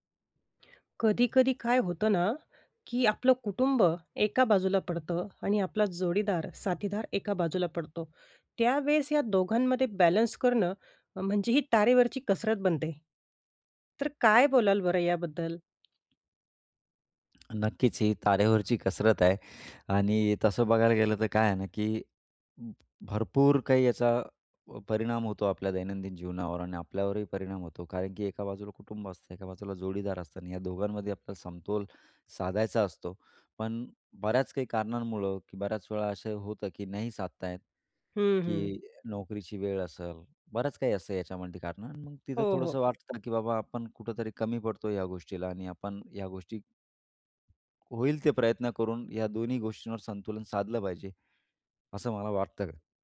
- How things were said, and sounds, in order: tapping; other background noise; other noise
- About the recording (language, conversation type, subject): Marathi, podcast, कुटुंब आणि जोडीदार यांच्यात संतुलन कसे साधावे?